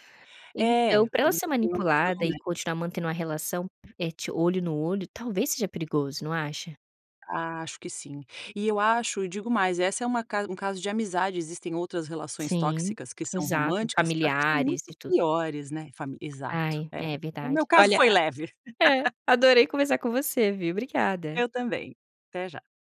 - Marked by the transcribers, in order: tapping; laugh
- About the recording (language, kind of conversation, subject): Portuguese, podcast, Como decidir se é hora de cortar relações com pessoas tóxicas?